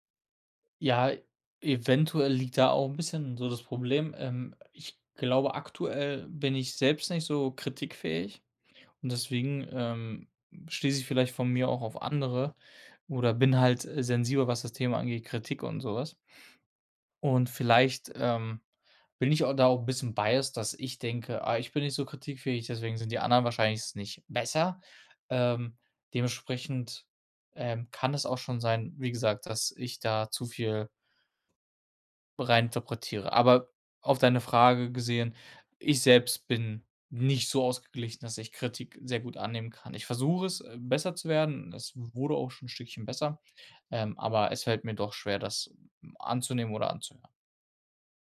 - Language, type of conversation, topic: German, advice, Wie kann ich das Schweigen in einer wichtigen Beziehung brechen und meine Gefühle offen ausdrücken?
- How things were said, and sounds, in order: in English: "biased"; tapping; background speech